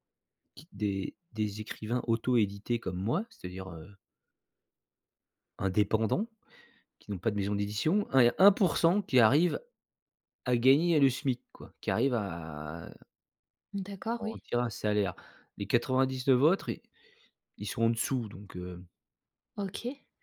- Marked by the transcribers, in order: drawn out: "à"
- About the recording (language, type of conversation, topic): French, advice, Pourquoi est-ce que je me sens coupable de prendre du temps pour moi ?